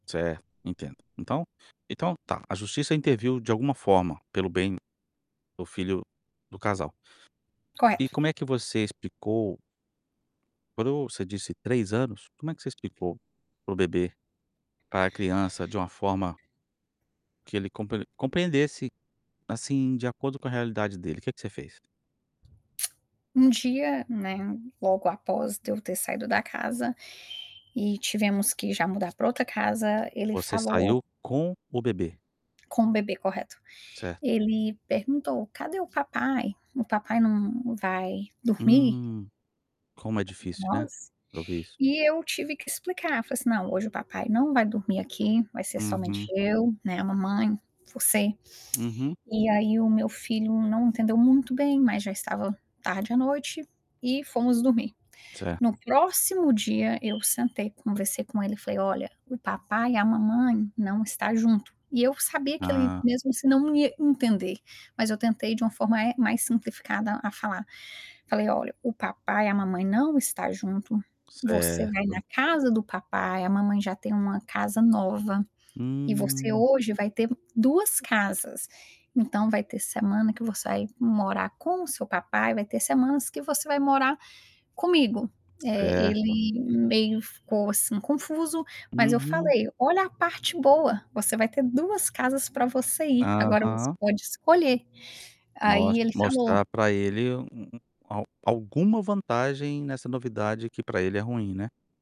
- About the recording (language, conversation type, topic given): Portuguese, podcast, Como explicar a separação ou o divórcio para as crianças?
- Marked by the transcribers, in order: static; tapping; tongue click; other background noise; tongue click